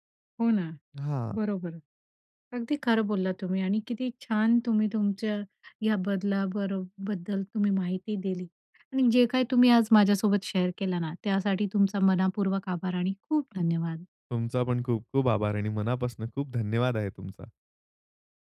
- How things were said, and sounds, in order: in English: "शेअर"
- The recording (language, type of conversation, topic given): Marathi, podcast, परदेशात किंवा शहरात स्थलांतर केल्याने तुमच्या कुटुंबात कोणते बदल झाले?